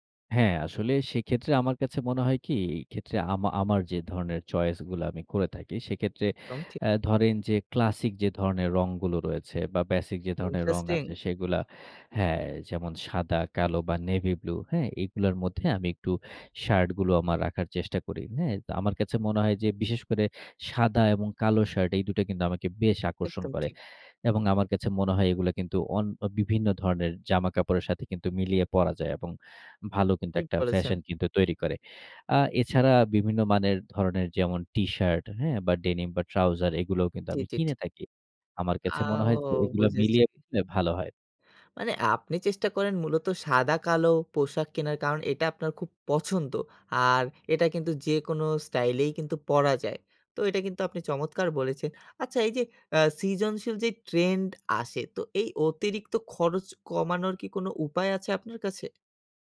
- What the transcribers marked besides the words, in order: "সৃজনশীল" said as "সিজনশীল"
- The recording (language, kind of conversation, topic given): Bengali, podcast, বাজেটের মধ্যে স্টাইল বজায় রাখার আপনার কৌশল কী?